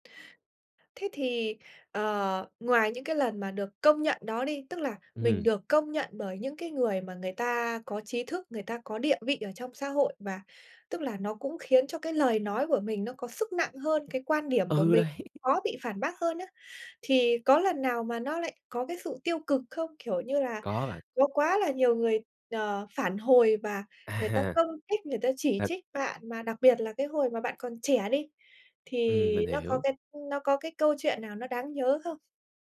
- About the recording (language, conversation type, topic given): Vietnamese, podcast, Bạn xử lý bình luận tiêu cực trên mạng ra sao?
- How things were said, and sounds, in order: tapping; other background noise